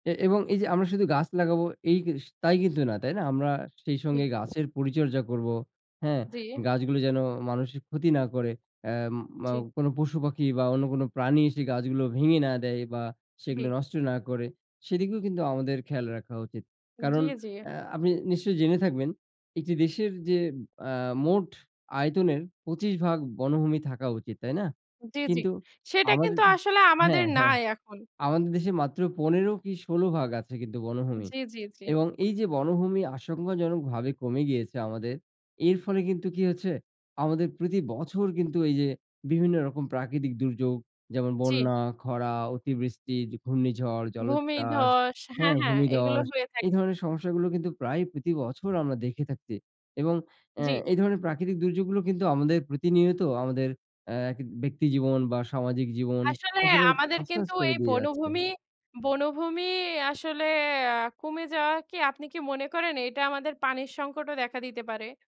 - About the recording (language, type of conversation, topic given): Bengali, unstructured, বনভূমি কমে গেলে পরিবেশে কী প্রভাব পড়ে?
- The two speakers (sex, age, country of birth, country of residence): male, 25-29, Bangladesh, Bangladesh; male, 40-44, Bangladesh, Bangladesh
- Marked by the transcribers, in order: wind; other background noise; tapping; "থাকছি" said as "থাকতি"